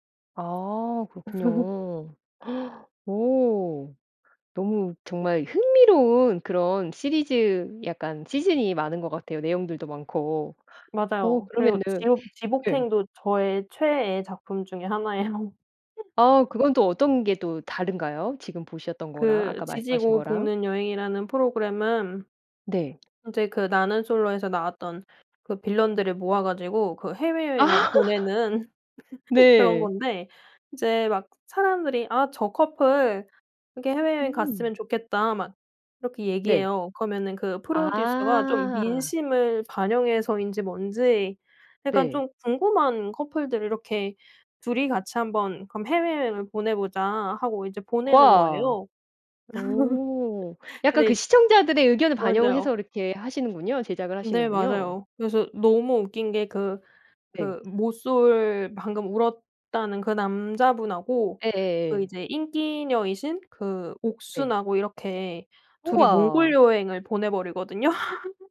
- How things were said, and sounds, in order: laugh; gasp; tapping; laugh; in English: "빌런들을"; laugh; laugh; laugh
- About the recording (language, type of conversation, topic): Korean, podcast, 누군가에게 추천하고 싶은 도피용 콘텐츠는?